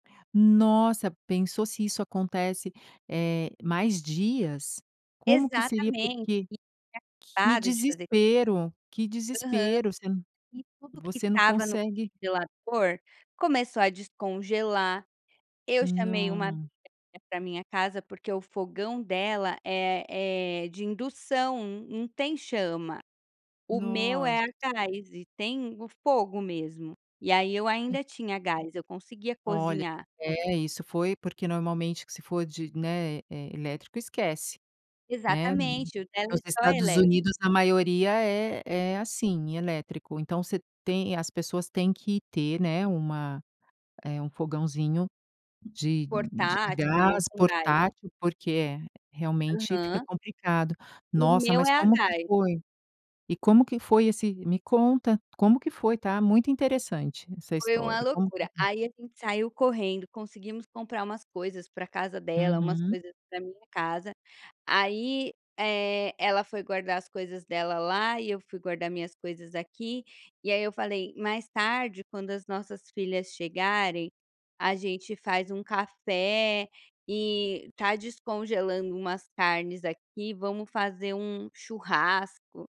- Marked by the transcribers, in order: unintelligible speech; tapping
- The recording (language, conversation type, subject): Portuguese, podcast, O que mudou na sua vida com pagamentos por celular?